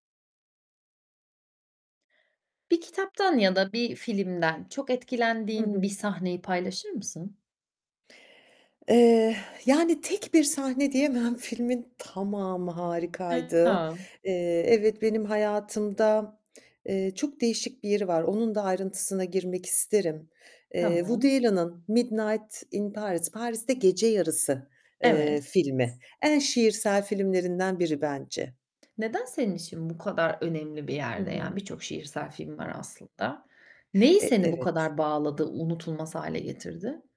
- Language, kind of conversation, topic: Turkish, podcast, Bir kitaptan ya da filmden çok etkilendiğin bir anıyı paylaşır mısın?
- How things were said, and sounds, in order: exhale; distorted speech; other background noise; tapping